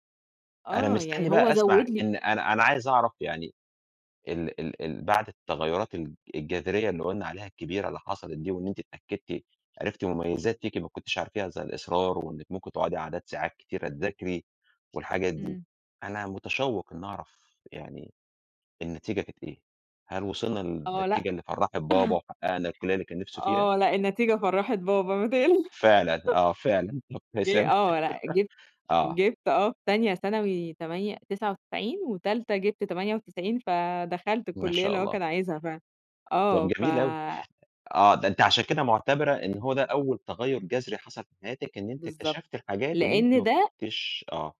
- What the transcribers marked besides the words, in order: tapping; chuckle; laughing while speaking: "ما تق"; laughing while speaking: "طب كويس أوي"; chuckle
- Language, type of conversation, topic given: Arabic, podcast, إيه أكتر حاجة فاكرها عن أول مرة حسّيت إن حياتك اتغيّرت تغيير جذري؟